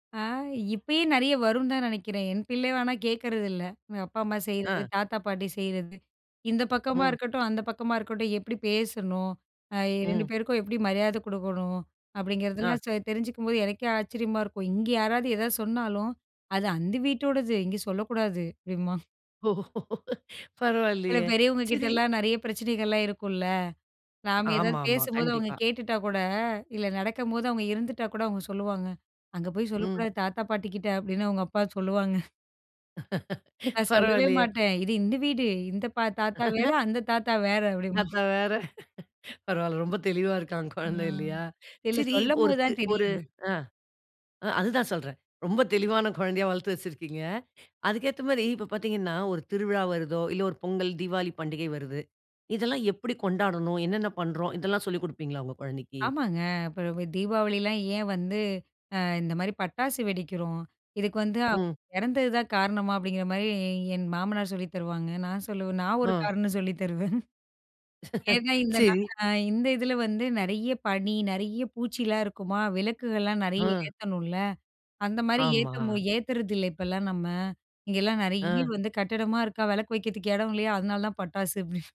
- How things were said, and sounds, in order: laugh; laugh; laugh; laughing while speaking: "அந்த தாத்தா வேற, அப்படிம்பான்"; laugh; chuckle; laugh
- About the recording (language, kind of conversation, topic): Tamil, podcast, உங்கள் குடும்ப மதிப்புகளை குழந்தைகளுக்கு எப்படி கற்பிப்பீர்கள்?